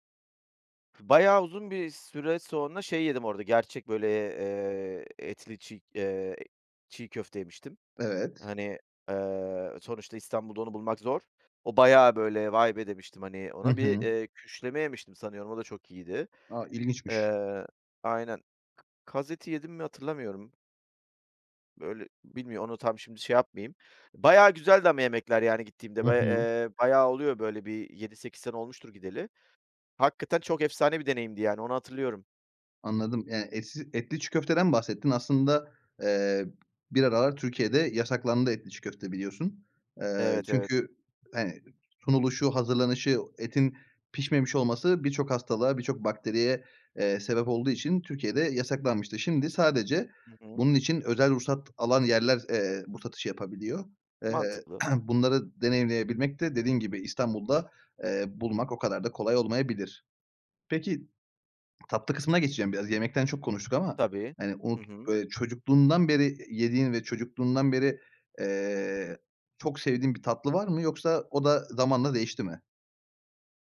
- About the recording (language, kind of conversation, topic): Turkish, podcast, Çocukluğundaki en unutulmaz yemek anını anlatır mısın?
- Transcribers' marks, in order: other background noise; tapping; throat clearing